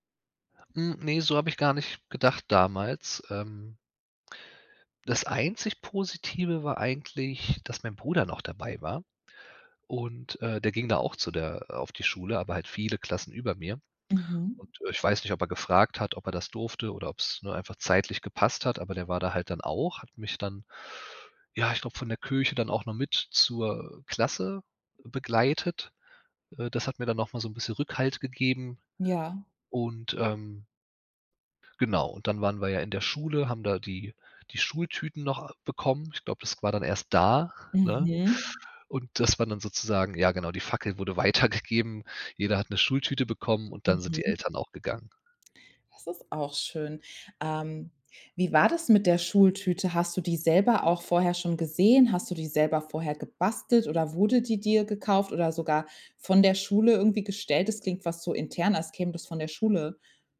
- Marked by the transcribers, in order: laughing while speaking: "weitergegeben"
- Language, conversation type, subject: German, podcast, Kannst du von deinem ersten Schultag erzählen?